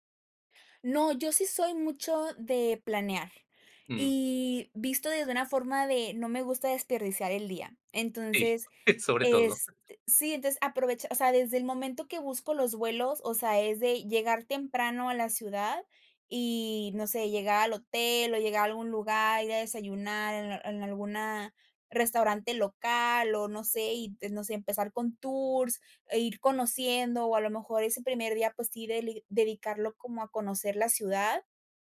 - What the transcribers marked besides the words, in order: chuckle; tapping
- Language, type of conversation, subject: Spanish, podcast, ¿Qué te fascina de viajar por placer?